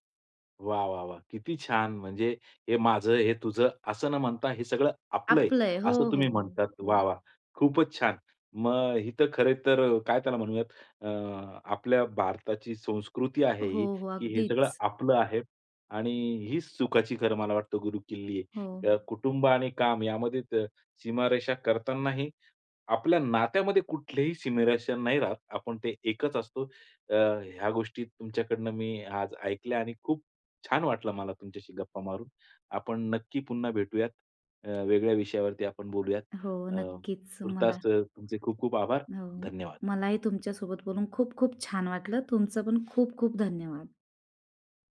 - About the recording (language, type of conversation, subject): Marathi, podcast, कुटुंबासोबत काम करताना कामासाठीच्या सीमारेषा कशा ठरवता?
- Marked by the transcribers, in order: tapping; other background noise